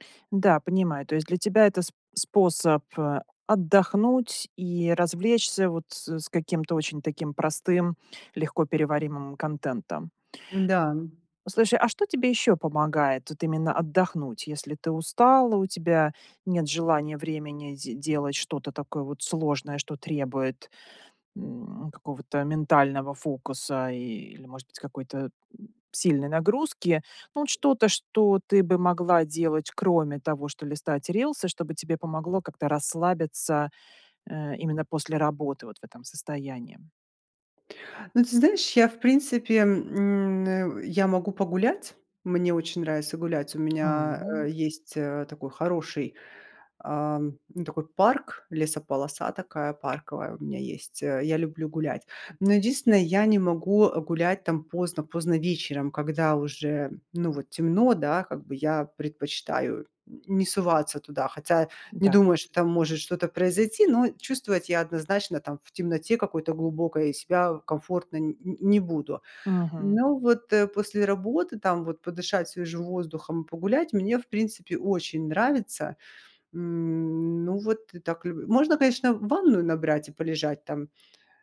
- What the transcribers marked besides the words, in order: tapping
- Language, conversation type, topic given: Russian, advice, Как мне сократить вечернее время за экраном и меньше сидеть в интернете?